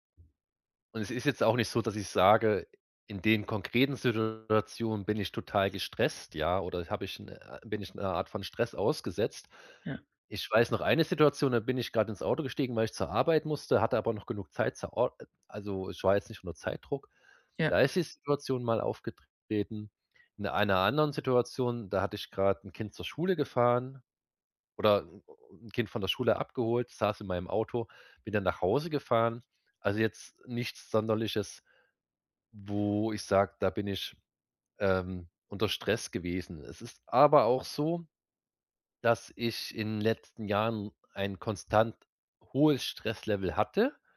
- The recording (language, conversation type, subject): German, advice, Wie beschreibst du deine Angst vor körperlichen Symptomen ohne klare Ursache?
- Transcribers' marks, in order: other background noise; tapping